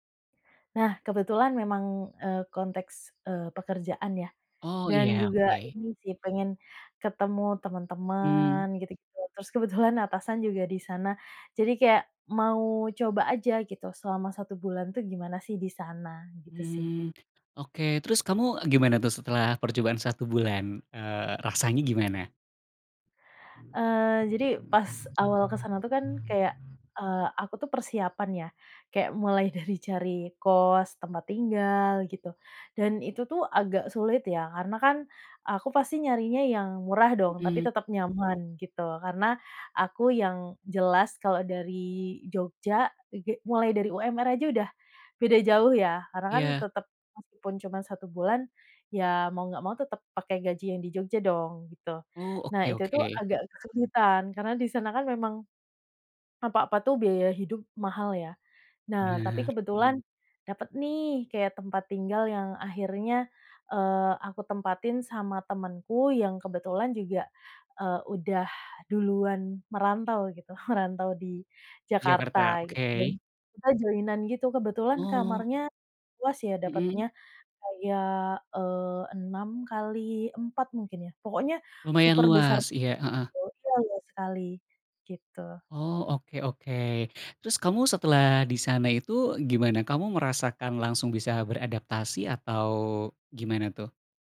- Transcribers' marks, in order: other animal sound; laughing while speaking: "kebetulan"; other street noise; other background noise; unintelligible speech
- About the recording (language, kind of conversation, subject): Indonesian, advice, Apa kebiasaan, makanan, atau tradisi yang paling kamu rindukan tetapi sulit kamu temukan di tempat baru?